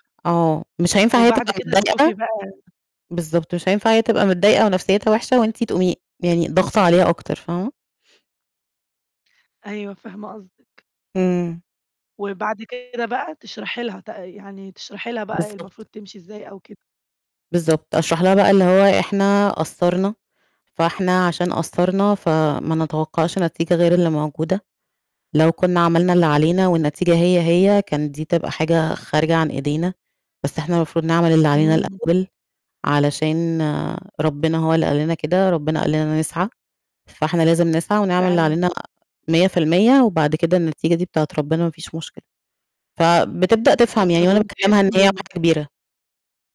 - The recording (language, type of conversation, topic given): Arabic, podcast, إزاي بتتعامل مع الفشل؟
- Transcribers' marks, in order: tapping; distorted speech